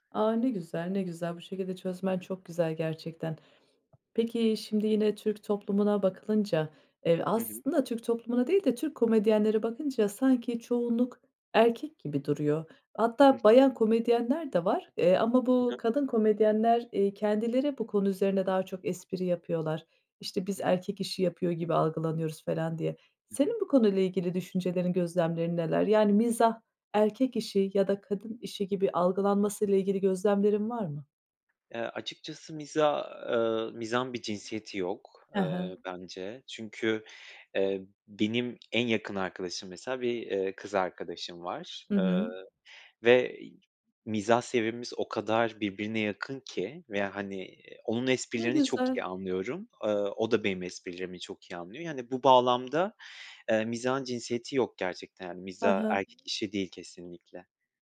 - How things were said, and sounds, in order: tapping; other background noise
- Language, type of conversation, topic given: Turkish, podcast, Kısa mesajlarda mizahı nasıl kullanırsın, ne zaman kaçınırsın?